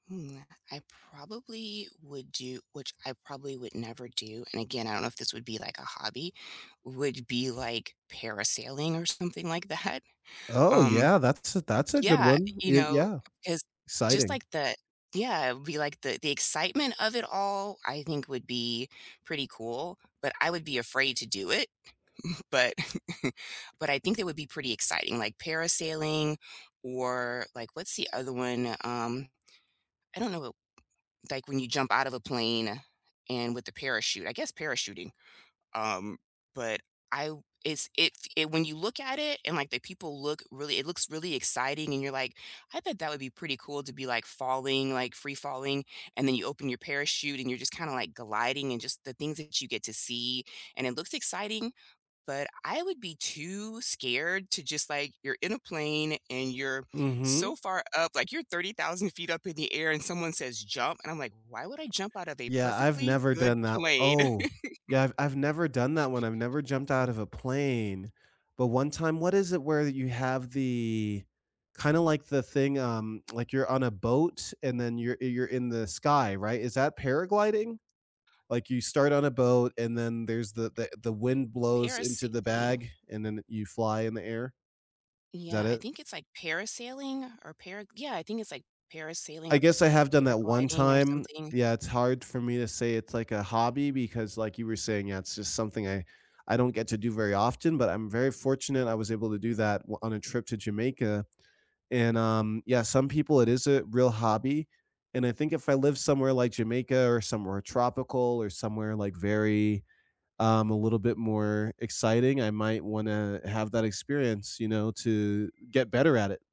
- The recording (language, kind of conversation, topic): English, unstructured, What hobby would you try if time and money were no object?
- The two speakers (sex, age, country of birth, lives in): female, 55-59, United States, United States; male, 35-39, United States, United States
- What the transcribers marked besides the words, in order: laughing while speaking: "that"; tapping; chuckle; chuckle; other background noise